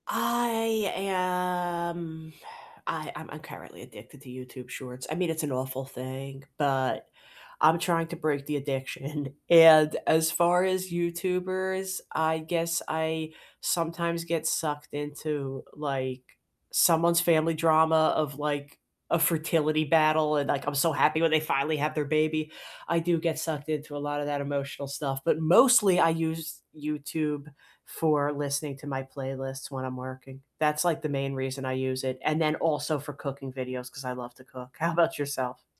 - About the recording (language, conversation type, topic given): English, unstructured, Which hidden-gem podcasts, channels, or creators are truly worth recommending to everyone?
- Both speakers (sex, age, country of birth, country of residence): female, 35-39, United States, United States; male, 20-24, United States, United States
- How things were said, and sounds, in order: drawn out: "am"; exhale; laughing while speaking: "addiction"